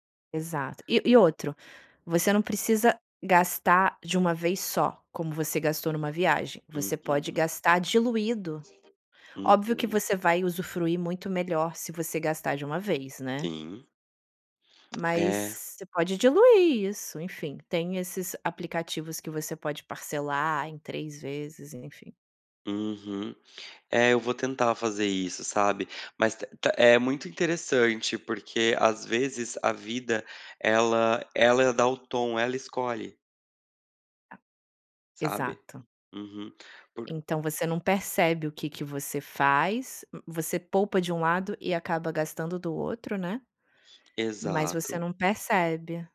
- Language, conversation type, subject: Portuguese, advice, Devo comprar uma casa própria ou continuar morando de aluguel?
- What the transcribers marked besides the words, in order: other background noise; lip smack